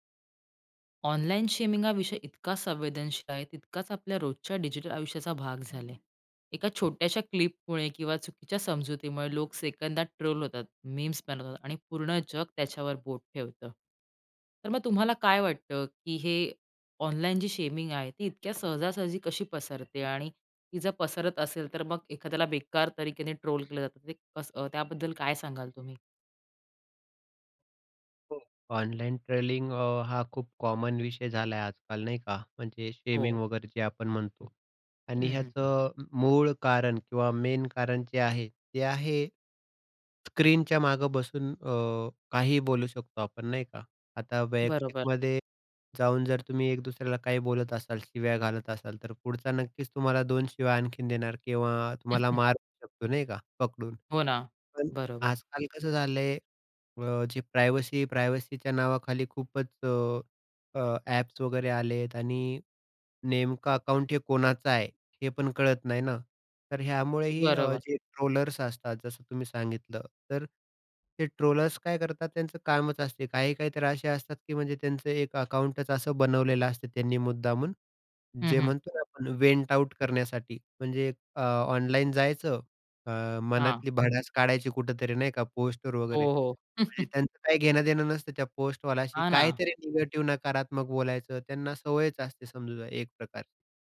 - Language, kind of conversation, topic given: Marathi, podcast, ऑनलाइन शेमिंग इतके सहज का पसरते, असे तुम्हाला का वाटते?
- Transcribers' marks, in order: other background noise; tapping; other street noise; horn; in English: "मेन"; chuckle; in English: "प्रायव्हसी प्रायव्हसीच्या"; in English: "अकाउंट"; in English: "अकाउंटच"; in English: "वेंट आऊट"; chuckle